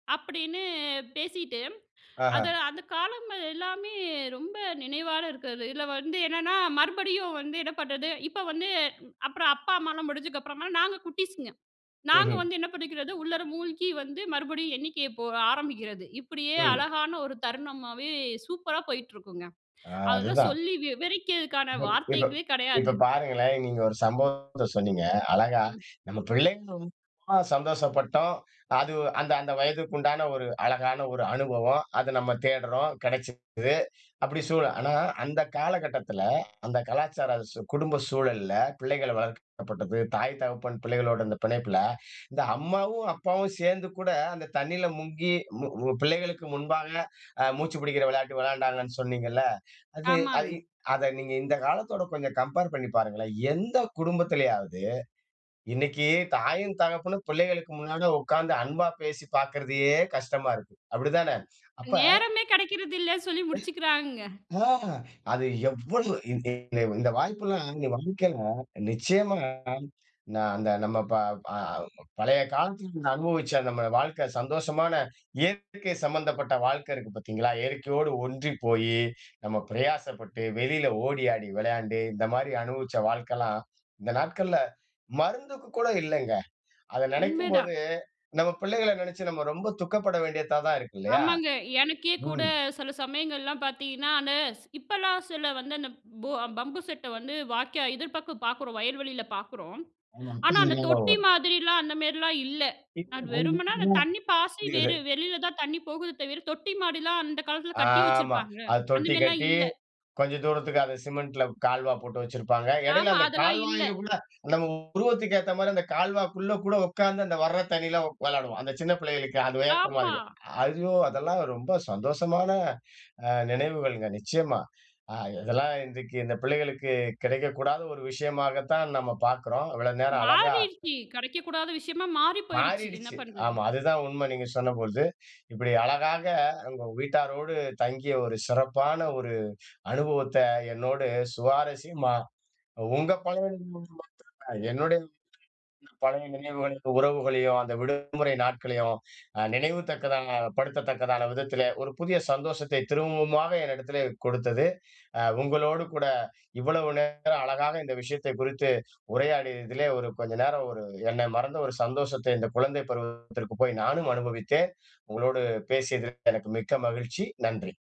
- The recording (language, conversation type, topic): Tamil, podcast, வீட்டார்களுடன் தங்கியிருந்த போது உங்களுக்கு ஏற்பட்ட சிறந்த நினைவு என்ன?
- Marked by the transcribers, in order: unintelligible speech; in English: "கம்பேர்"; other background noise; other noise; unintelligible speech; unintelligible speech; "பாய்ச்சி" said as "பாசி"; "மாரில்லாம்" said as "மாடிலாம்"; drawn out: "ஆமா"; unintelligible speech; unintelligible speech